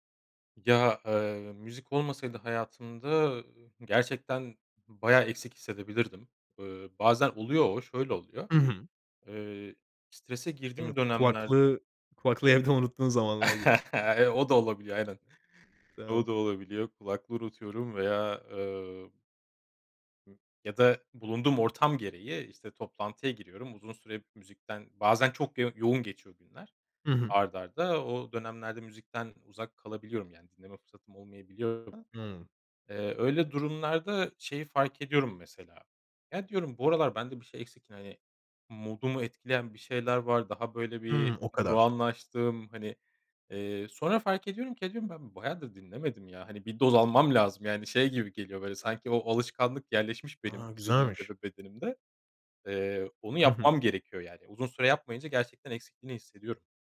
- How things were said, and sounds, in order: laughing while speaking: "unuttuğun"; chuckle; unintelligible speech; unintelligible speech; other background noise
- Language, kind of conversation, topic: Turkish, podcast, Müzik dinlerken ruh halin nasıl değişir?
- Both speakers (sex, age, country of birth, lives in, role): male, 25-29, Turkey, Spain, host; male, 35-39, Turkey, Germany, guest